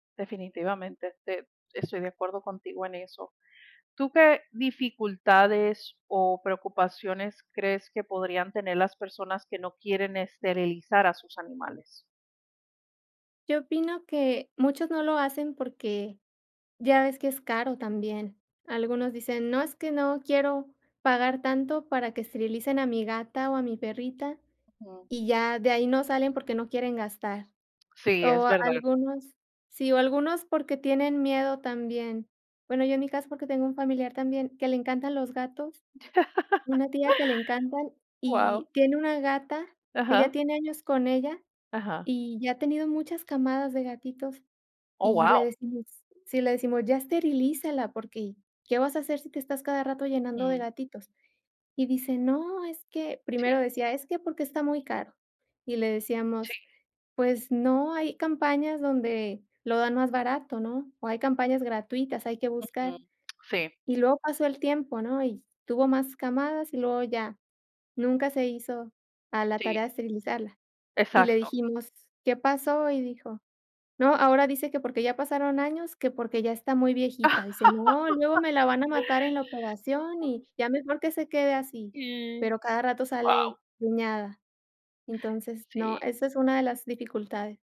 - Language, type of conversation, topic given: Spanish, unstructured, ¿Debería ser obligatorio esterilizar a los perros y gatos?
- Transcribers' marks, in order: other background noise; laugh; laugh